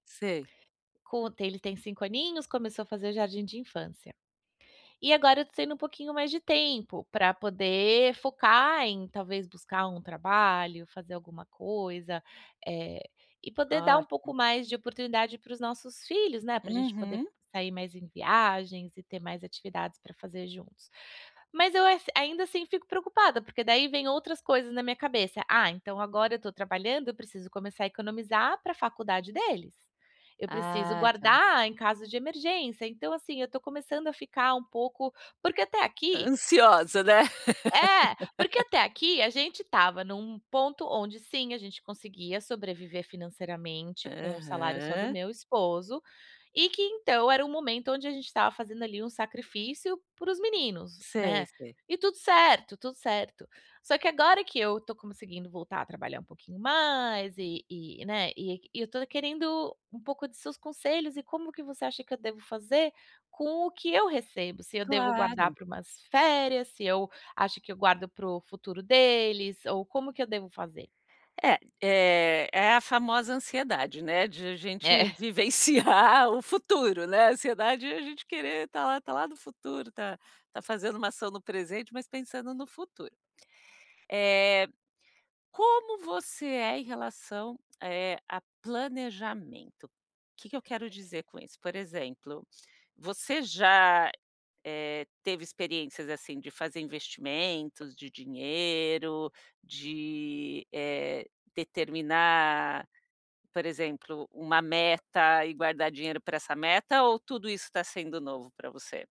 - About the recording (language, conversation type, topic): Portuguese, advice, Como posso equilibrar meu tempo, meu dinheiro e meu bem-estar sem sacrificar meu futuro?
- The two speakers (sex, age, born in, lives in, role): female, 35-39, Brazil, United States, user; female, 45-49, Brazil, United States, advisor
- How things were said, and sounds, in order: tapping; other background noise; laugh; laughing while speaking: "vivenciar o futuro, né"; chuckle